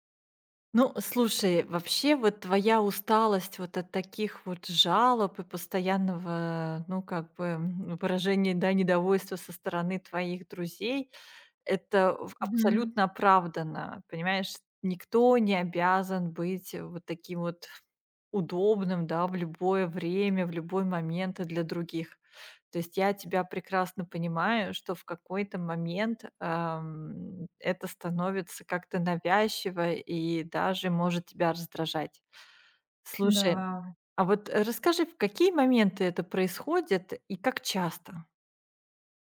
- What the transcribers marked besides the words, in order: none
- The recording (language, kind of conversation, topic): Russian, advice, Как поступить, если друзья постоянно пользуются мной и не уважают мои границы?